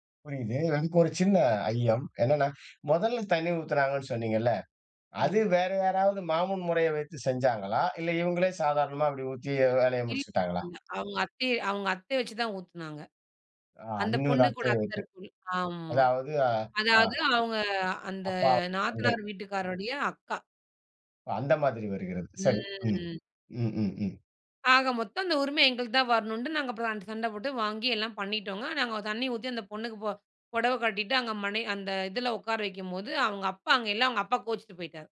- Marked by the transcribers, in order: other background noise; drawn out: "ம்"
- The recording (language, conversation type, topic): Tamil, podcast, தீவிரமான மோதலுக்குப் பிறகு உரையாடலை மீண்டும் தொடங்க நீங்கள் எந்த வார்த்தைகளைப் பயன்படுத்துவீர்கள்?